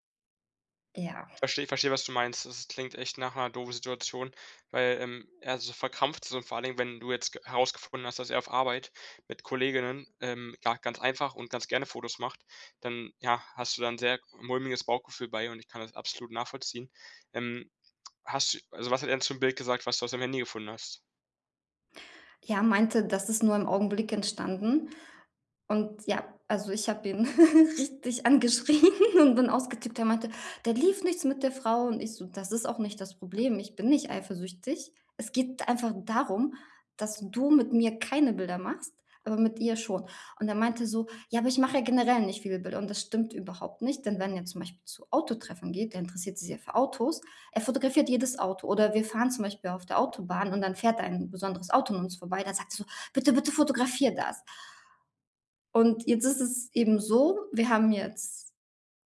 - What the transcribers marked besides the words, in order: giggle; laughing while speaking: "angeschrien"; put-on voice: "Da lief nichts mit der Frau"
- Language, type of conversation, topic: German, advice, Wie können wir wiederkehrende Streits über Kleinigkeiten endlich lösen?